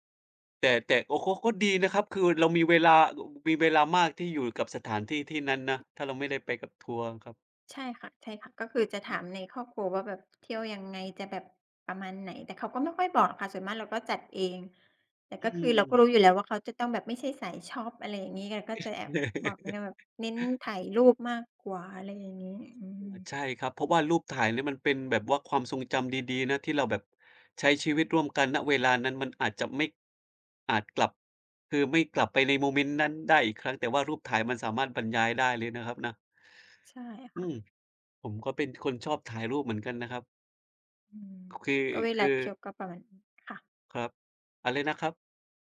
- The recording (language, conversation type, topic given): Thai, unstructured, คุณชอบเที่ยวแบบผจญภัยหรือเที่ยวแบบสบายๆ มากกว่ากัน?
- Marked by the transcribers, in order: tapping; other noise; chuckle